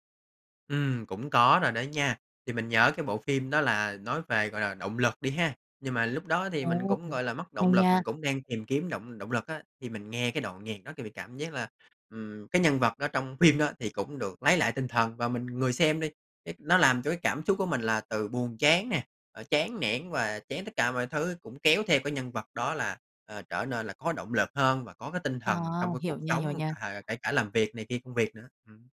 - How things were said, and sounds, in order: tapping
- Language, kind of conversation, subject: Vietnamese, podcast, Âm nhạc thay đổi cảm xúc của một bộ phim như thế nào, theo bạn?